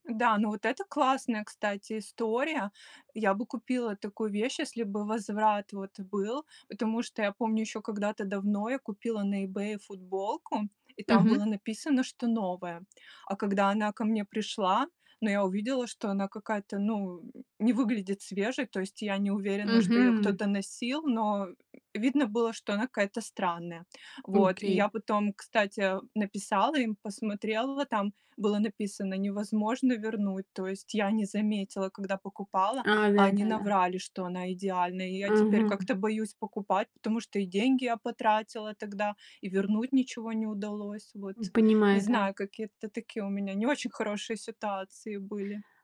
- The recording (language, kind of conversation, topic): Russian, advice, Как найти стильные вещи по доступной цене?
- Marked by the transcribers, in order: tapping